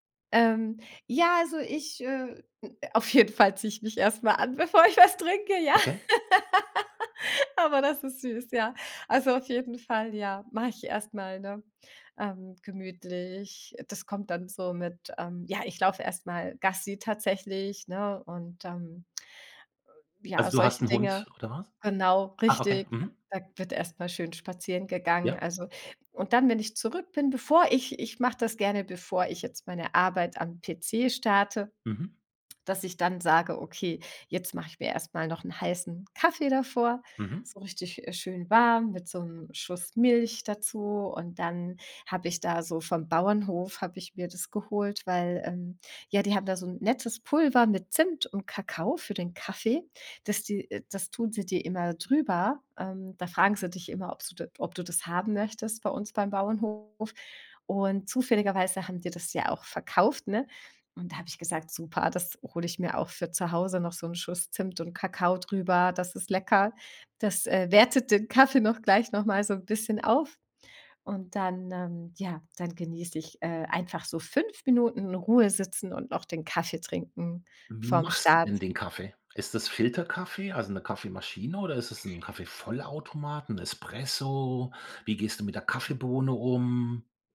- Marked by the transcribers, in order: laughing while speaking: "auf jeden Fall"; laughing while speaking: "was trinke, ja"; laugh; stressed: "bevor"; tsk; stressed: "warm"; other background noise; drawn out: "Espresso?"
- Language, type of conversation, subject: German, podcast, Welche Rolle spielt Koffein für deine Energie?